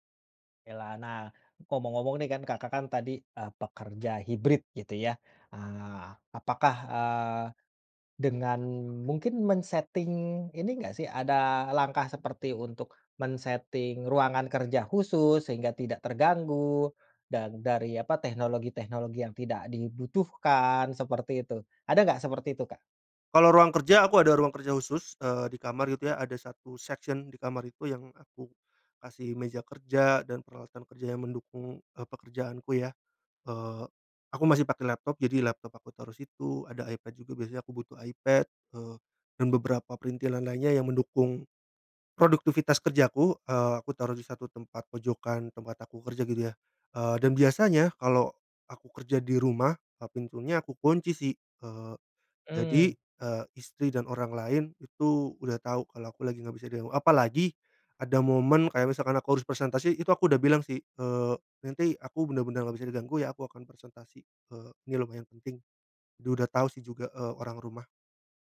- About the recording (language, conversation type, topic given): Indonesian, podcast, Apa saja trik sederhana untuk mengatur waktu penggunaan teknologi?
- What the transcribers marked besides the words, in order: in English: "section"